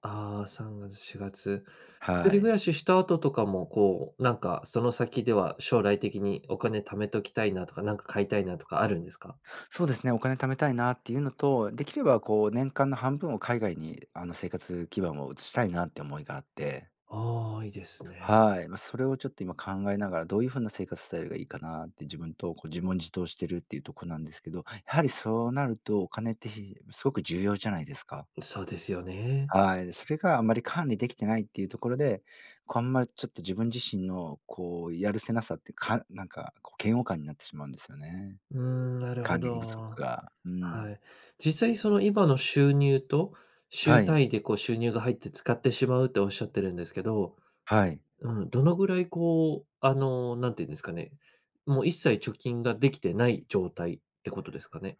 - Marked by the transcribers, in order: none
- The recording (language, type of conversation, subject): Japanese, advice, 貯金する習慣や予算を立てる習慣が身につかないのですが、どうすれば続けられますか？